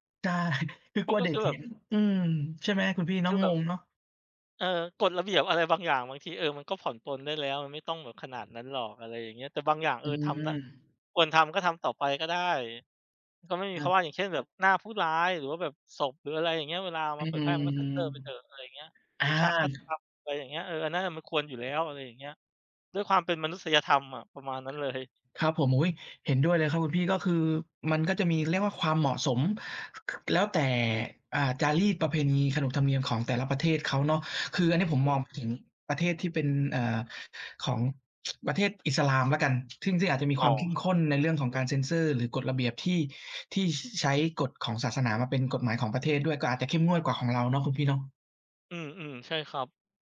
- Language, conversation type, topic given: Thai, unstructured, คุณคิดว่าเราควรมีข้อจำกัดในการเผยแพร่ข่าวหรือไม่?
- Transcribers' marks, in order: laughing while speaking: "ได้"; tapping; tsk